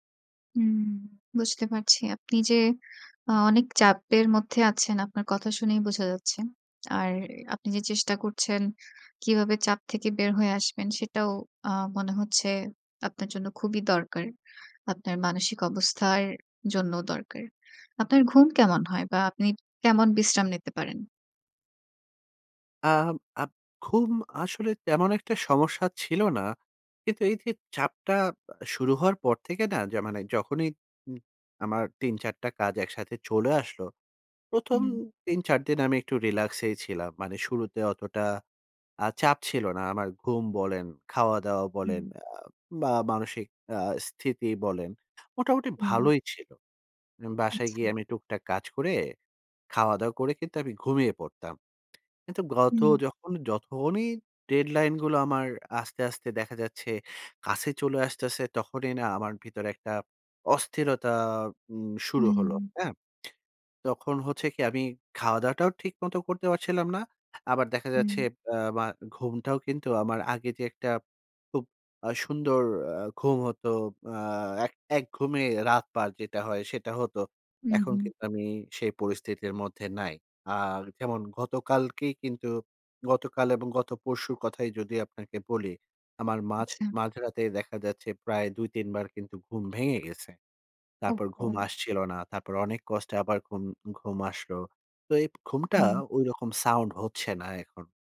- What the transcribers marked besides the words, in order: tapping; lip smack; "যখনই" said as "যথনি"; other background noise
- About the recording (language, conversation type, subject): Bengali, advice, ডেডলাইনের চাপের কারণে আপনার কাজ কি আটকে যায়?